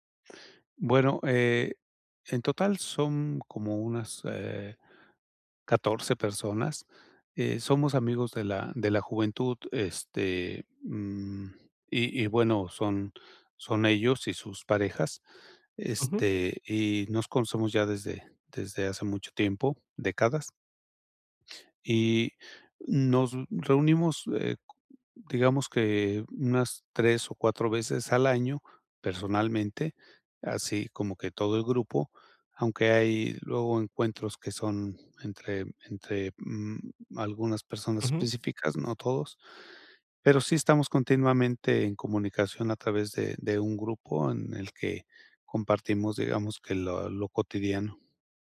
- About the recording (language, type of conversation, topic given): Spanish, advice, ¿Cómo puedo recuperarme después de un error social?
- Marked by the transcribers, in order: none